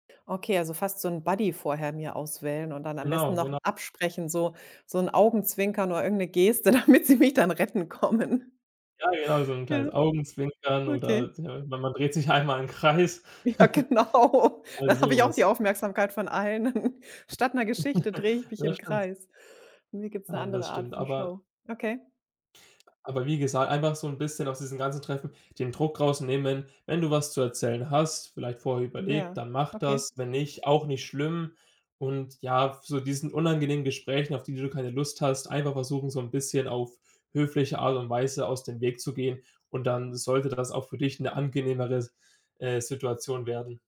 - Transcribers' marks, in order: in English: "Buddy"; laughing while speaking: "damit sie mich"; laughing while speaking: "kommen"; unintelligible speech; laughing while speaking: "einmal im Kreis"; laughing while speaking: "Ja genau, dann habe ich"; chuckle; chuckle
- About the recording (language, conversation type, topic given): German, advice, Wie meistere ich Smalltalk bei Netzwerktreffen?